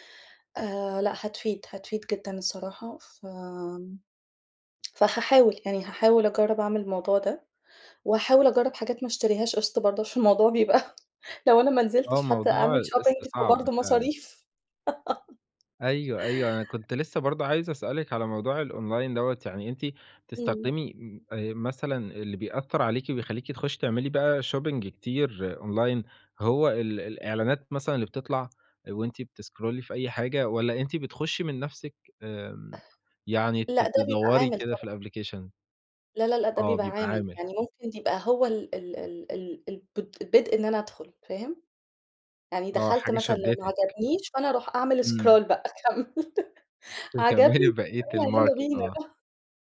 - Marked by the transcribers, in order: laughing while speaking: "بيبقى"; in English: "شوبينج"; laugh; in English: "الأونلاين"; in English: "شوبينج"; in English: "أونلاين"; in English: "بتسكرولي"; in English: "الأبلكيشن؟"; in English: "scroll"; laughing while speaking: "تكمّلي"; laugh; in English: "الماركت"; chuckle
- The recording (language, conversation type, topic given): Arabic, advice, إزاي بتتحدى نفسك إنك تبسّط روتينك اليومي وتقلّل المشتريات؟